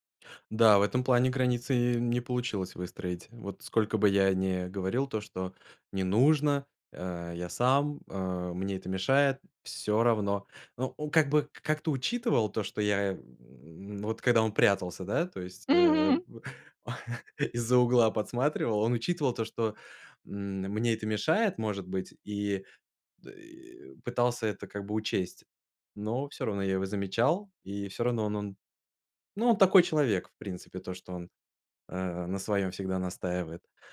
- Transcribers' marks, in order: tapping; chuckle
- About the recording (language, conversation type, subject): Russian, podcast, Как на практике устанавливать границы с назойливыми родственниками?